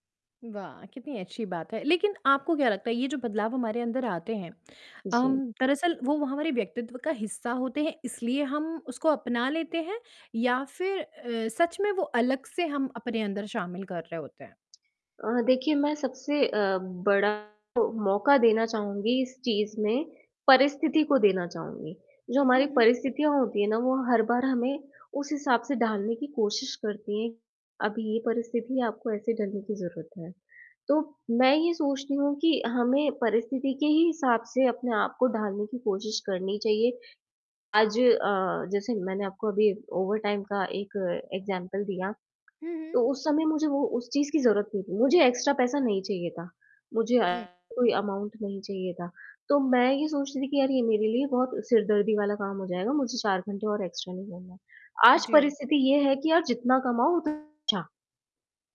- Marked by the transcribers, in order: static; tapping; distorted speech; in English: "ओवरटाइम"; in English: "एग्जाम्पल"; in English: "एक्स्ट्रा"; in English: "एक्स्ट्रा"; in English: "अमाउन्ट"; in English: "एक्स्ट्रा"
- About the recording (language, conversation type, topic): Hindi, podcast, किस घटना ने आपका स्टाइल सबसे ज़्यादा बदला?